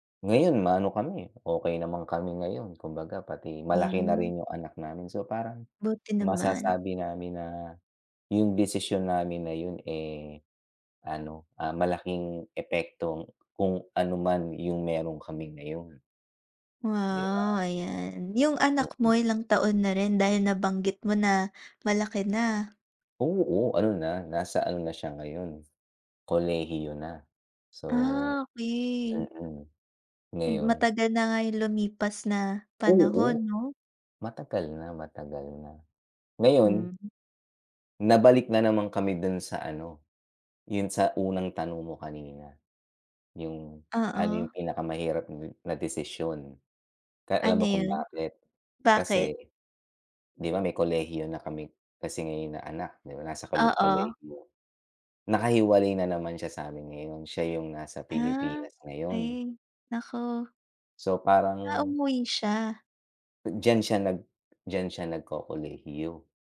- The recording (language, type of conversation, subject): Filipino, unstructured, Ano ang pinakamahirap na desisyong nagawa mo sa buhay mo?
- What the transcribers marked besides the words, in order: tapping; other background noise